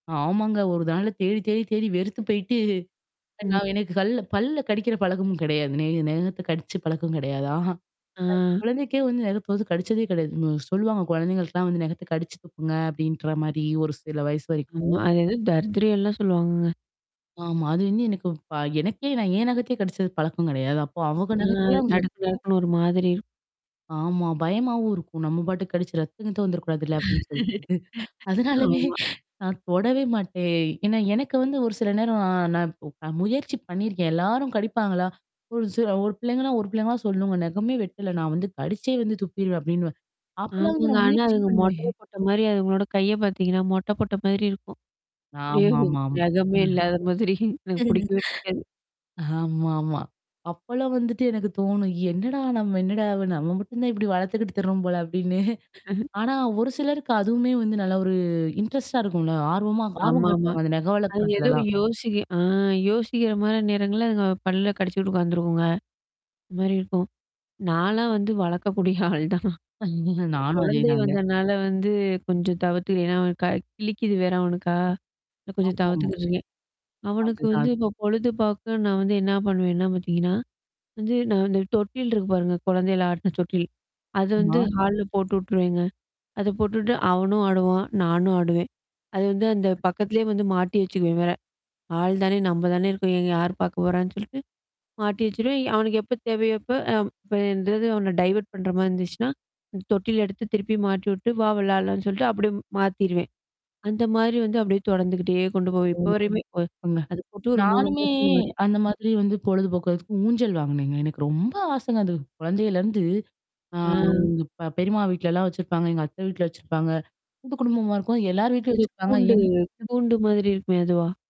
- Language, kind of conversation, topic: Tamil, podcast, ஒரு பொழுதுபோக்கை நீண்டகாலமாக தொடர்ந்து செய்ய உங்கள் மூன்று கோட்பாடுகள் என்ன?
- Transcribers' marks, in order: tapping; other background noise; distorted speech; drawn out: "ஆ"; static; laugh; laughing while speaking: "அதனாலயே"; chuckle; laughing while speaking: "மாதிரி"; laughing while speaking: "அப்டின்னு"; giggle; in English: "இன்ட்ரெஸ்ட்டா"; chuckle; mechanical hum; other noise; in English: "டைவர்ட்"